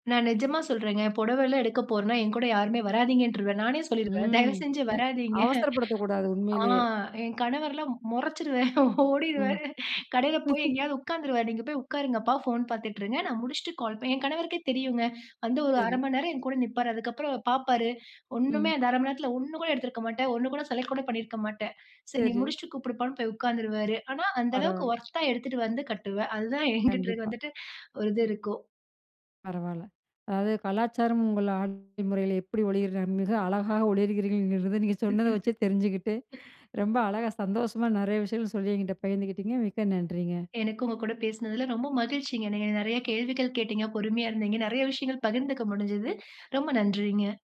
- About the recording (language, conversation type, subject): Tamil, podcast, உங்கள் கலாச்சாரம் உங்கள் உடைத் தேர்விலும் அணிவகைத் தோற்றத்திலும் எப்படிப் பிரதிபலிக்கிறது?
- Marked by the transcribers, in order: drawn out: "ம்"; chuckle; laughing while speaking: "முறைச்சிருவேன். ஓடிடுருவாரு"; chuckle; in English: "ஒர்த்தா"; unintelligible speech; laugh